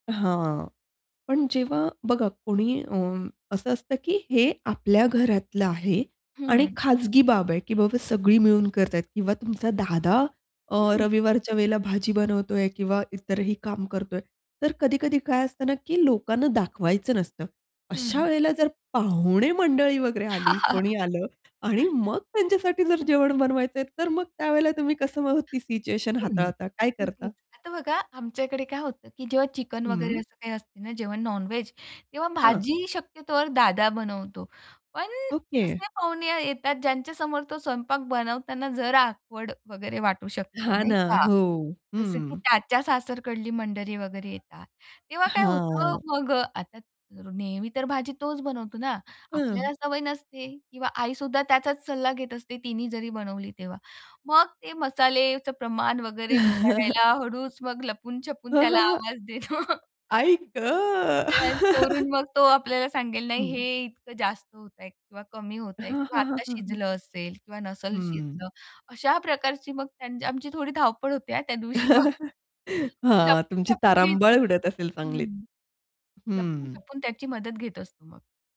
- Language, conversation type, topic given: Marathi, podcast, घरात सगळे मिळून जेवण बनवण्याची तुमच्याकडे काय पद्धत आहे?
- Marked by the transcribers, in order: static; chuckle; tapping; in English: "नॉन व्हेज"; chuckle; distorted speech; laughing while speaking: "देतो"; other background noise; unintelligible speech; laugh; chuckle; laughing while speaking: "मग"